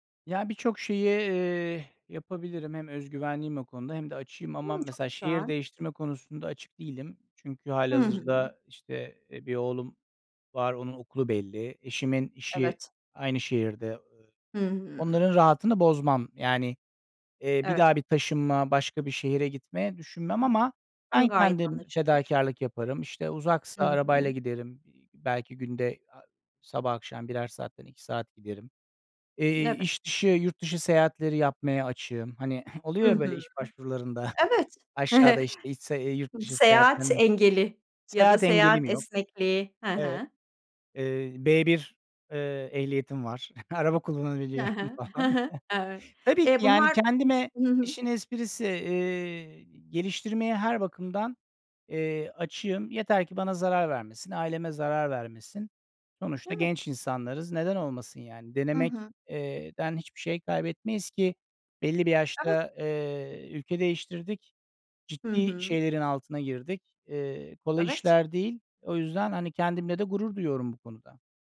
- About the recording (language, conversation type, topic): Turkish, podcast, Kendini geliştirmek için neler yapıyorsun?
- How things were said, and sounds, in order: giggle; giggle; laughing while speaking: "falan"; other background noise